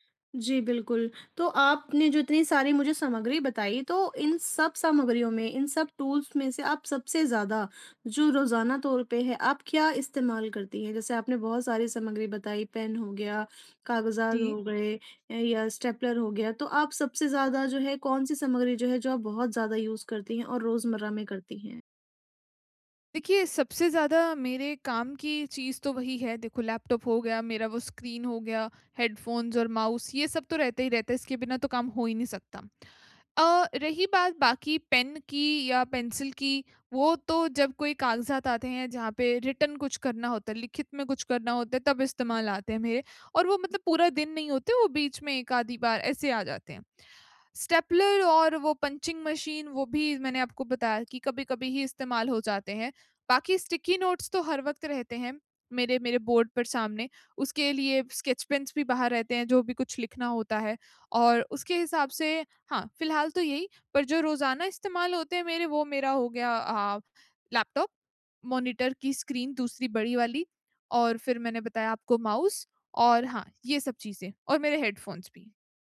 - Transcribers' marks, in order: in English: "टूल्स"; in English: "यूज़"; in English: "हेडफ़ोन्स"; in English: "रिटन"; in English: "पंचिंग"; in English: "स्टिकी नोट्स"; in English: "बोर्ड"; in English: "स्केच पेन्स"; tapping; in English: "हेडफ़ोन्स"
- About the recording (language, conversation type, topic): Hindi, advice, टूल्स और सामग्री को स्मार्ट तरीके से कैसे व्यवस्थित करें?